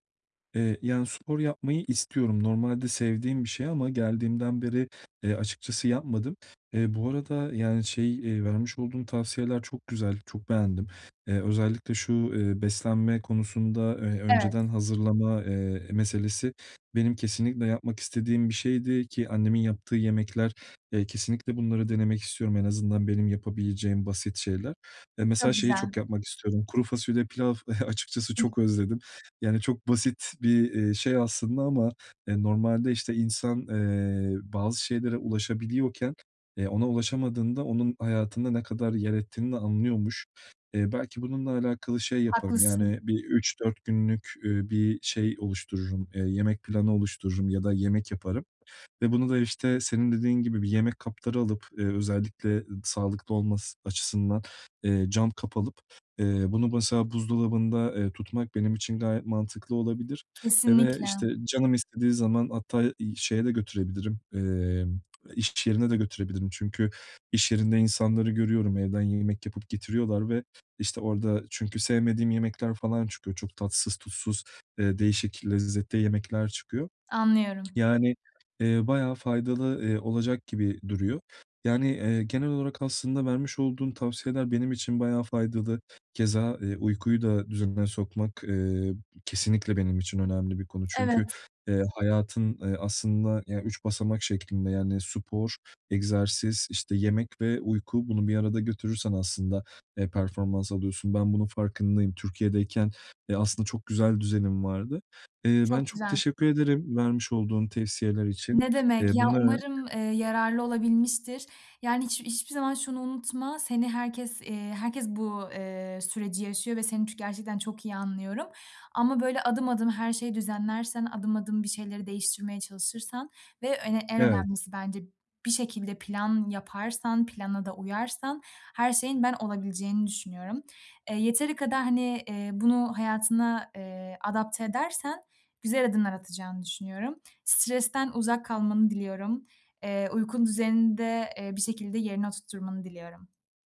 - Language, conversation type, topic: Turkish, advice, Yeni bir yerde beslenme ve uyku düzenimi nasıl iyileştirebilirim?
- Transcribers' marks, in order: other background noise; unintelligible speech; chuckle; tapping; "tavsiyeler" said as "tevsiyeler"